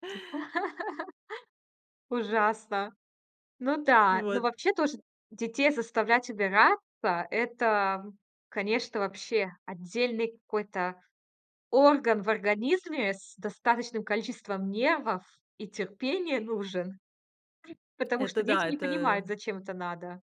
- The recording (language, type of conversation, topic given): Russian, podcast, Как вы в семье делите домашние обязанности?
- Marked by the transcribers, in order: other noise; laugh; tapping